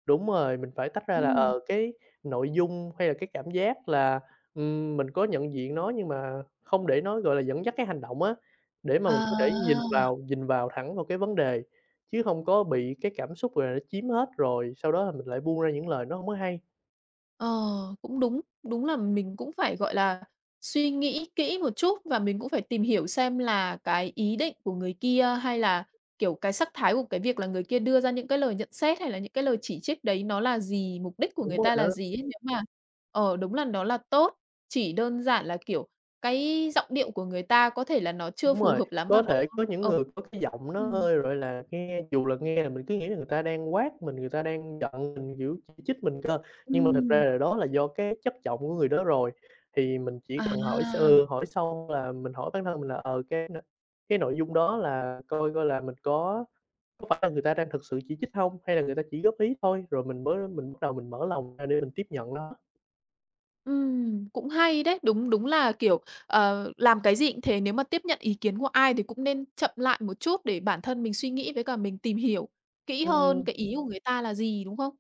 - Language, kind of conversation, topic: Vietnamese, advice, Làm sao để tiếp nhận lời chỉ trích mà không phản ứng quá mạnh?
- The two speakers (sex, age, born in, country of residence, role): female, 30-34, Vietnam, Malaysia, user; male, 20-24, Vietnam, Vietnam, advisor
- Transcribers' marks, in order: other background noise; tapping